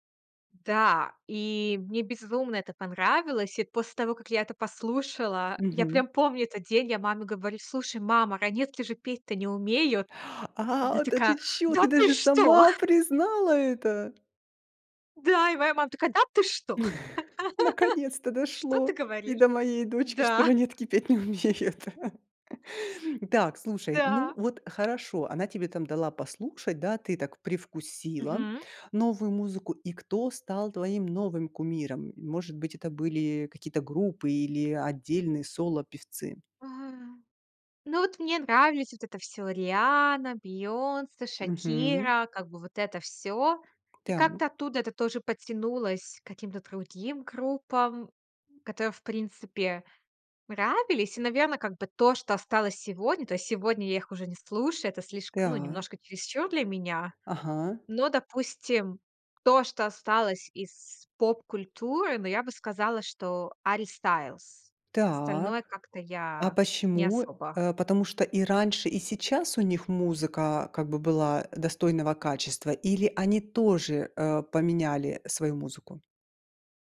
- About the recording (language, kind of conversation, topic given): Russian, podcast, Как меняются твои музыкальные вкусы с возрастом?
- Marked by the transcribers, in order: other noise; surprised: "А а, да ты чё? Ты даже сама признала это?"; chuckle; tapping; chuckle; laugh; laughing while speaking: "Ранетки не умеют"; other background noise